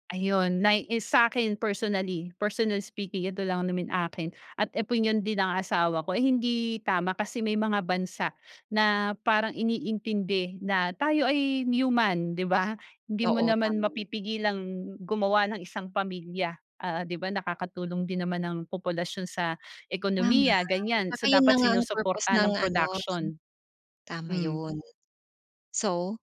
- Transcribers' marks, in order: laughing while speaking: "di ba?"; other background noise
- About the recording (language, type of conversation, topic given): Filipino, podcast, Paano mo ilalarawan ang pakiramdam ng pag-aangkop sa isang bagong kultura?